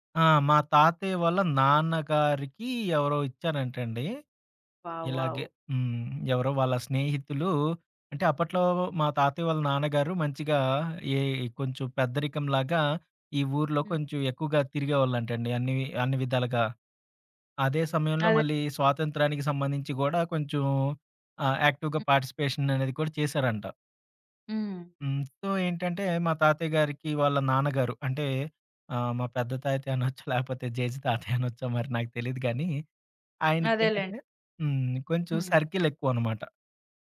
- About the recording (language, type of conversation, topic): Telugu, podcast, ఇంట్లో మీకు అత్యంత విలువైన వస్తువు ఏది, ఎందుకు?
- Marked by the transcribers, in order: in English: "వావ్! వావ్!"; other background noise; in English: "యాక్టివ్‌గా"; in English: "సో"; chuckle